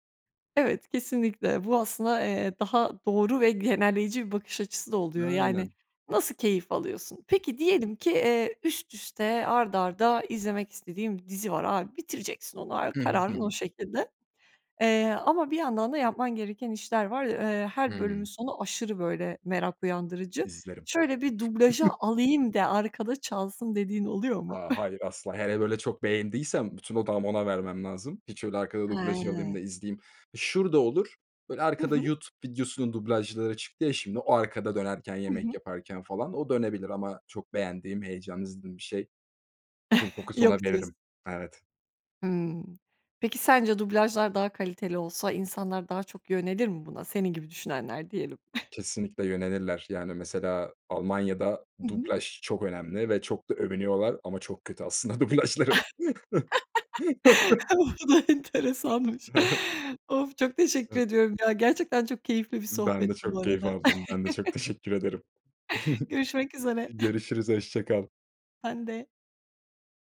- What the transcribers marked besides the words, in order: other background noise; other noise; chuckle; tapping; chuckle; chuckle; chuckle; chuckle; laughing while speaking: "Bu da enteresanmış"; laugh; chuckle
- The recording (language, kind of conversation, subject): Turkish, podcast, Dublajı mı yoksa altyazıyı mı tercih edersin, neden?